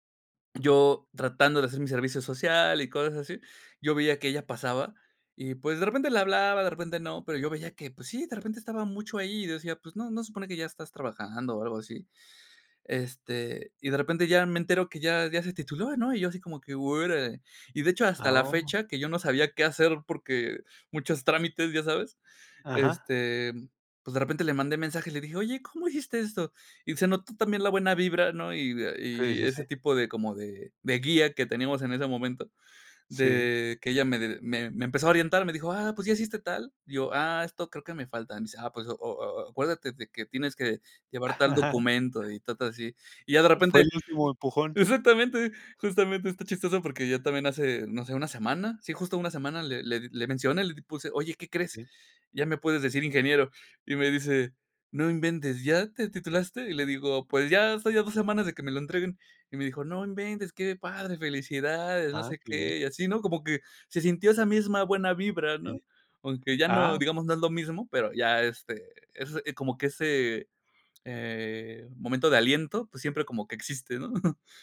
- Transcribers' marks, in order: chuckle; chuckle
- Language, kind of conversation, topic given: Spanish, podcast, ¿Quién fue la persona que más te guió en tu carrera y por qué?